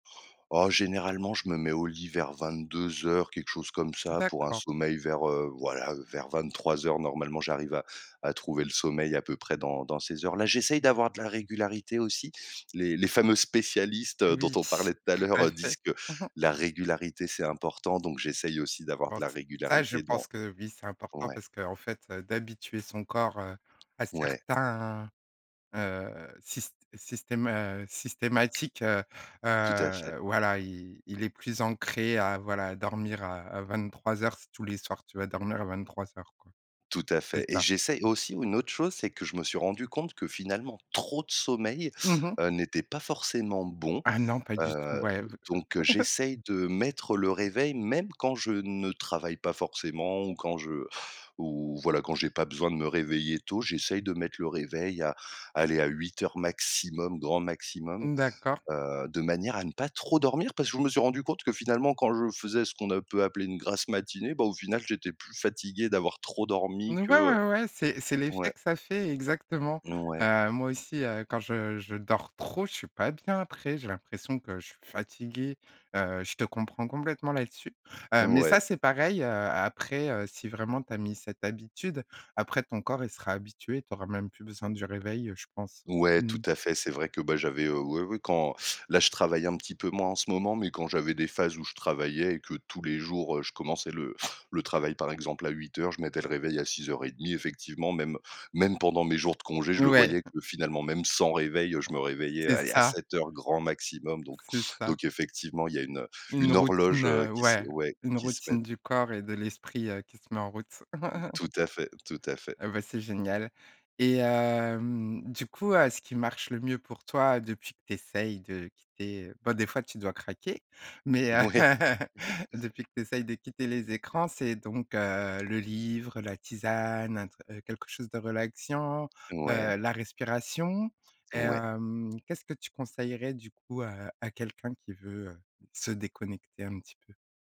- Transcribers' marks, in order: chuckle; tapping; chuckle; other background noise; chuckle; laugh; laughing while speaking: "Mouais"; laughing while speaking: "heu"; chuckle; "relaxant" said as "relaxiant"
- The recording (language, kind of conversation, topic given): French, podcast, Comment tu déconnectes des écrans avant d’aller dormir ?